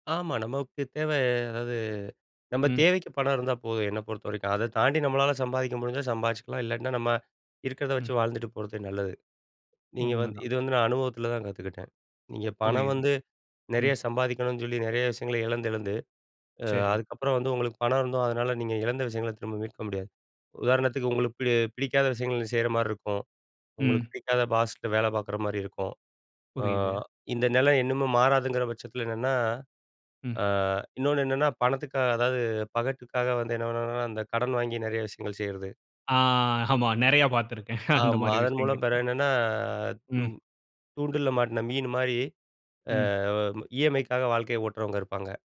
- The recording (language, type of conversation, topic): Tamil, podcast, வெற்றிக்கு பணம் முக்கியமா, சந்தோஷம் முக்கியமா?
- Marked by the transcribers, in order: in English: "பாஸ்ட்ட"; drawn out: "அ"; laughing while speaking: "நிறைய பார்த்திருக்கிறேன், அந்த மாரி விஷயங்கள்"; other background noise; drawn out: "என்னன்னா"; in English: "இ.எம்.ஐக்காக"